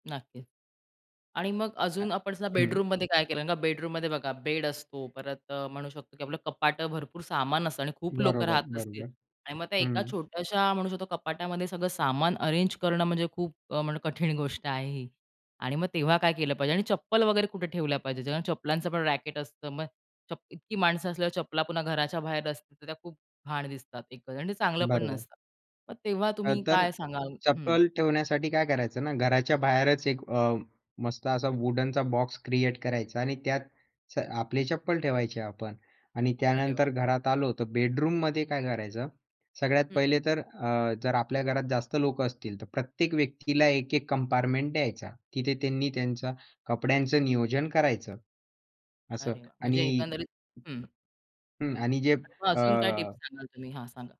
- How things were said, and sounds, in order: tapping; other noise; in English: "वुडनचा"; other background noise
- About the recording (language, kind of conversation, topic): Marathi, podcast, घरातील कमी जागेतही कार्यक्षमता वाढवण्याचे सोपे उपाय काय?